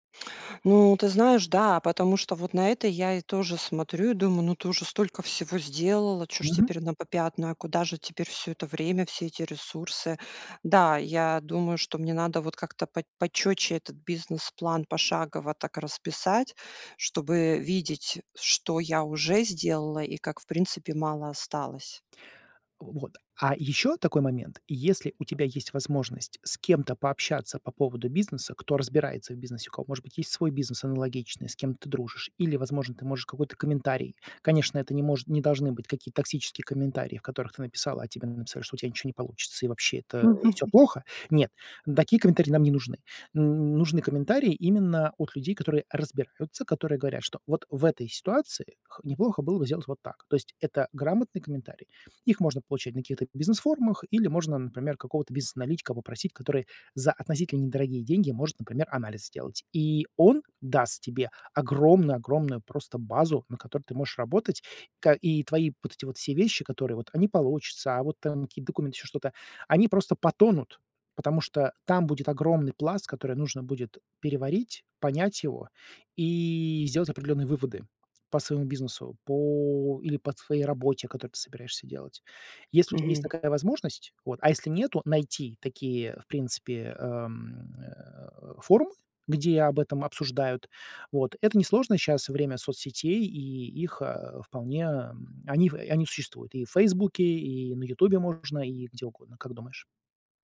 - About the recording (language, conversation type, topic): Russian, advice, Как вы прокрастинируете из-за страха неудачи и самокритики?
- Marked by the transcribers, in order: other background noise; tapping; laugh